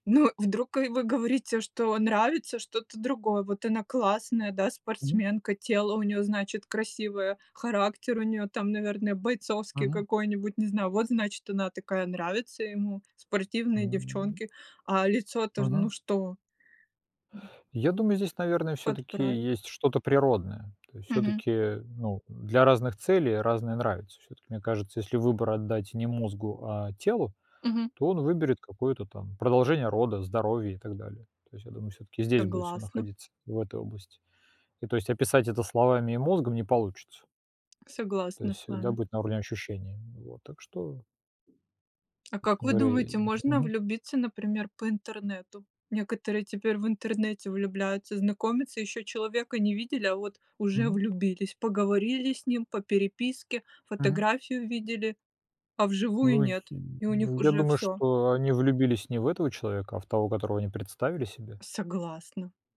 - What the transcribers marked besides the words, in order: other background noise; drawn out: "М"; tapping
- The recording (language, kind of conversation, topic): Russian, unstructured, Как понять, что ты влюблён?